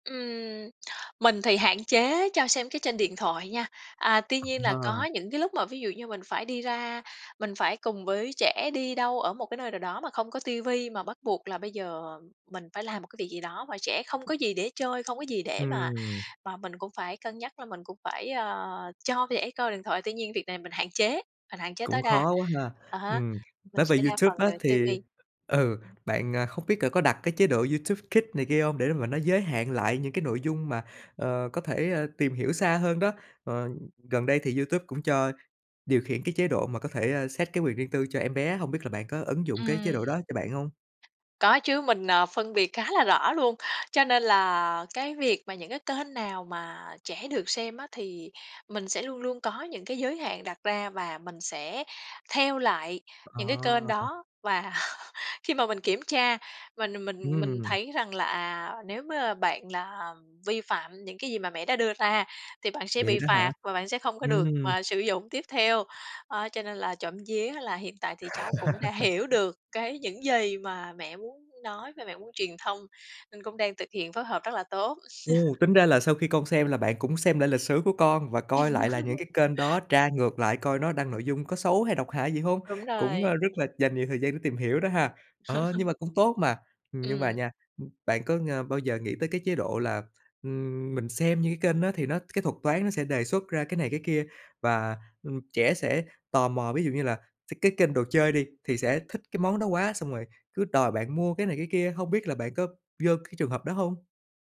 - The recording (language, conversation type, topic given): Vietnamese, podcast, Bạn quản lý việc trẻ dùng thiết bị có màn hình như thế nào?
- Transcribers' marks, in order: other background noise; tapping; in English: "set"; chuckle; laugh; chuckle; laugh; chuckle